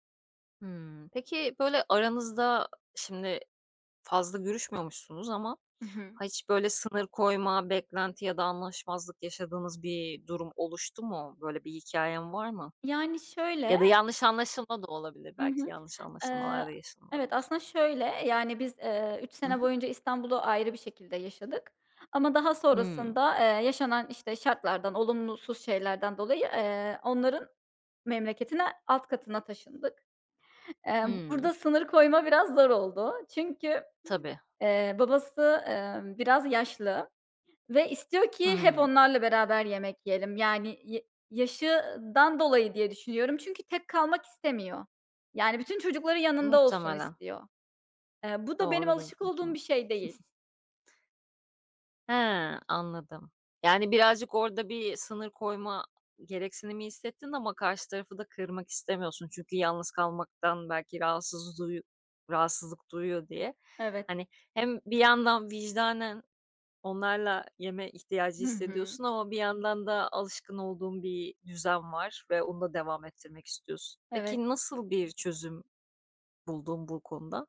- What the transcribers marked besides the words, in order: chuckle; other noise
- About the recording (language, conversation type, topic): Turkish, podcast, Kayınvalideniz veya kayınpederinizle ilişkiniz zaman içinde nasıl şekillendi?